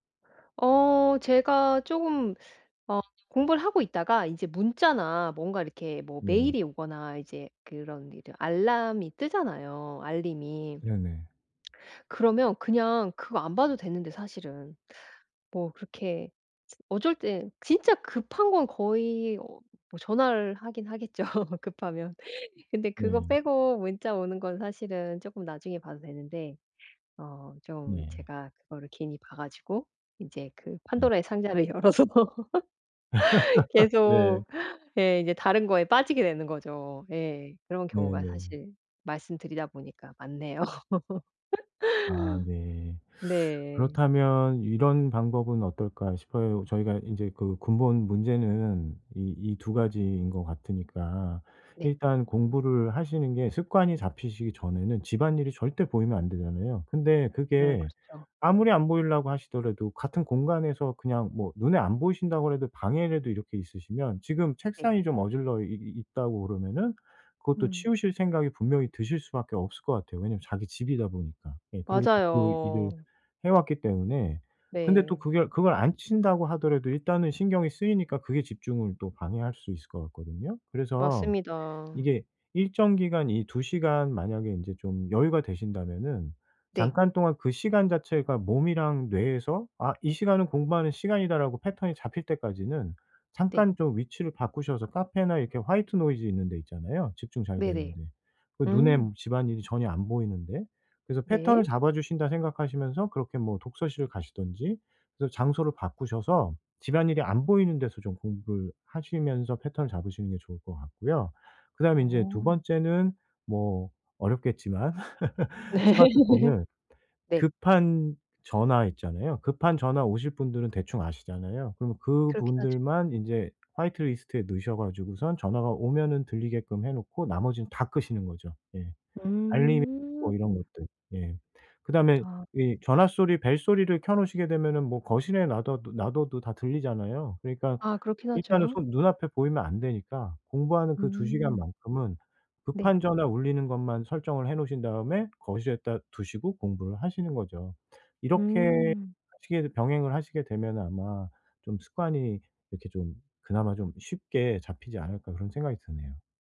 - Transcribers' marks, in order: teeth sucking; tapping; laugh; laugh; laughing while speaking: "열어서"; teeth sucking; laughing while speaking: "많네요"; laugh; in English: "화이트 노이즈"; laugh; in English: "화이트리스트에"
- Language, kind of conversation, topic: Korean, advice, 미루기와 산만함을 줄이고 집중력을 유지하려면 어떻게 해야 하나요?